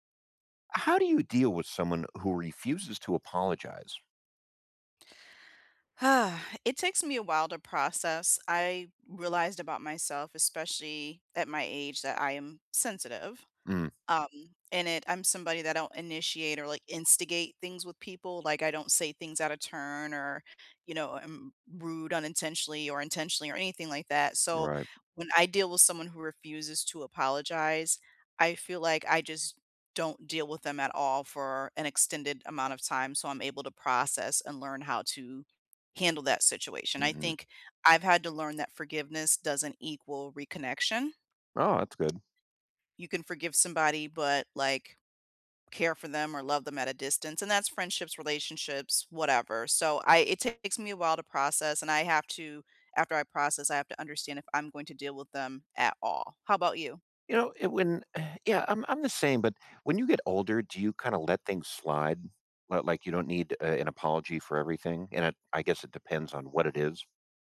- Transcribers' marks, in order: sigh; tapping; sigh
- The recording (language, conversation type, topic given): English, unstructured, How do you deal with someone who refuses to apologize?